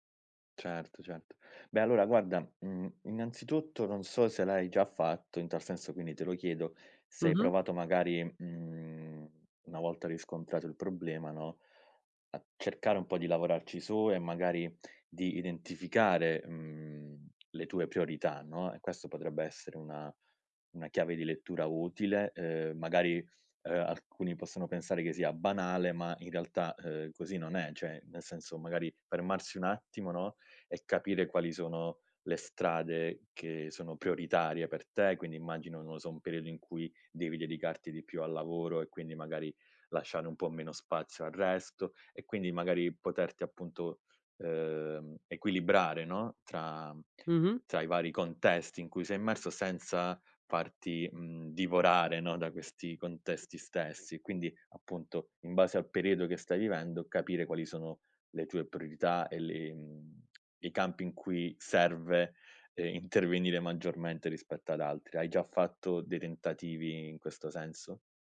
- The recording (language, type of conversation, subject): Italian, advice, Come posso gestire un carico di lavoro eccessivo e troppe responsabilità senza sentirmi sopraffatto?
- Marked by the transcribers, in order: tapping; "cioè" said as "ceh"; "priorità" said as "prirità"